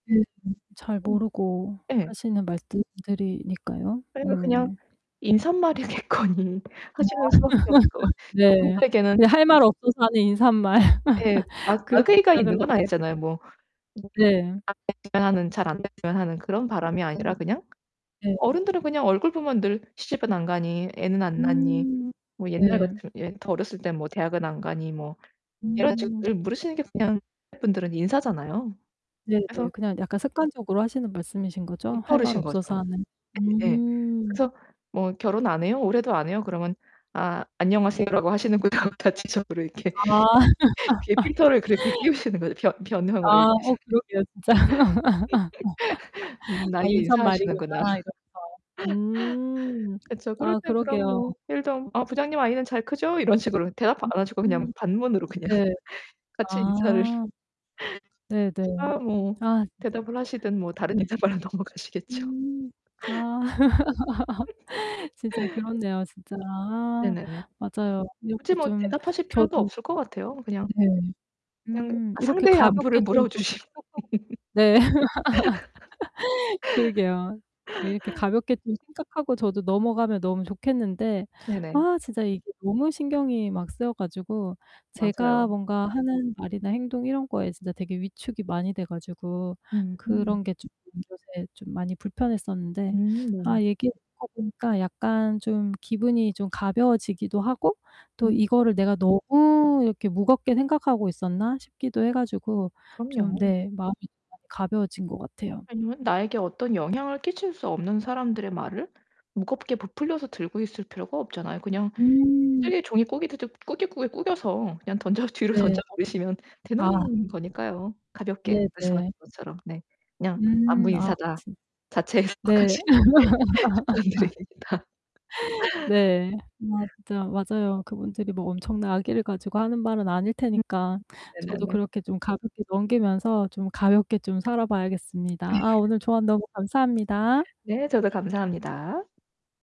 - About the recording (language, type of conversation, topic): Korean, advice, 다른 사람들의 시선을 신경 쓰지 않고 나답게 행동하려면 어떻게 해야 하나요?
- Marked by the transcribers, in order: distorted speech; laughing while speaking: "인사말이겠거니"; laugh; laughing while speaking: "인사말"; unintelligible speech; unintelligible speech; other background noise; tapping; laughing while speaking: "'안녕하세요 라고 하시는구나.' 다 지적으로 이렇게"; laugh; laughing while speaking: "끼우시는 거죠"; laughing while speaking: "진짜"; laugh; laugh; laugh; mechanical hum; laughing while speaking: "인터뷰로 넘어가시겠죠"; laugh; unintelligible speech; laugh; laughing while speaking: "물어 주시"; laugh; laughing while speaking: "던져 뒤로 던져 버리시면"; static; laugh; laughing while speaking: "자체해석하시길 추천드립니다"; laugh; laughing while speaking: "네"